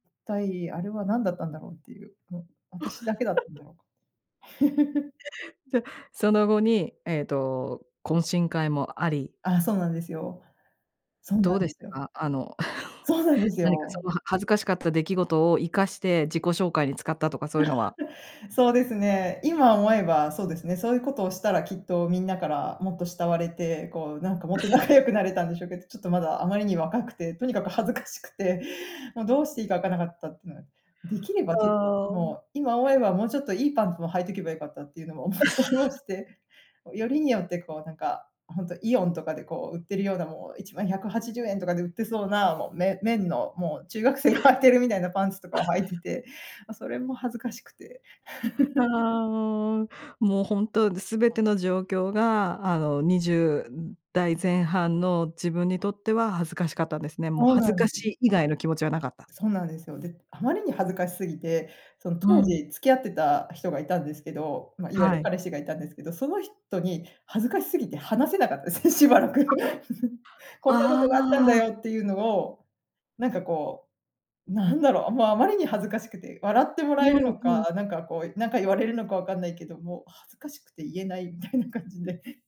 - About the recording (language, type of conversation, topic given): Japanese, podcast, あなたがこれまでで一番恥ずかしかった経験を聞かせてください。
- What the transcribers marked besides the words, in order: laugh; laugh; laugh; anticipating: "そうなんですよ"; other background noise; laugh; laughing while speaking: "もっと仲良くなれたんでしょうけど"; laugh; laughing while speaking: "恥ずかしくて"; laugh; laughing while speaking: "おもし おもして"; laughing while speaking: "中学生が履いてる"; laugh; laugh; other noise; laughing while speaking: "話せなかったですね、しばらく"; laughing while speaking: "恥ずかしくて言えないみたいな感じで"